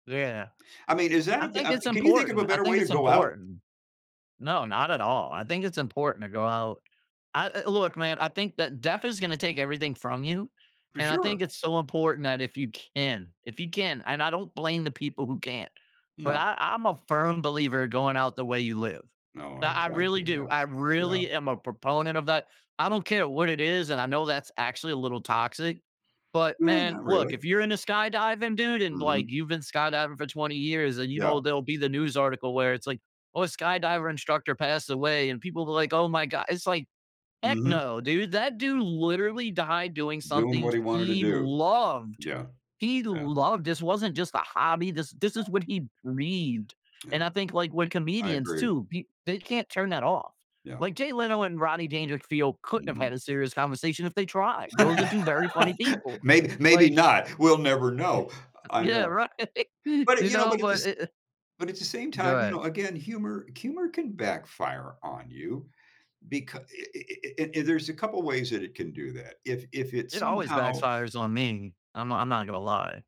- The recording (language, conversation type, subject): English, unstructured, How can I use humor to ease tension with someone I love?
- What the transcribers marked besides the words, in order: tapping; stressed: "loved"; stressed: "loved"; other background noise; laugh; scoff; laughing while speaking: "right!"; laugh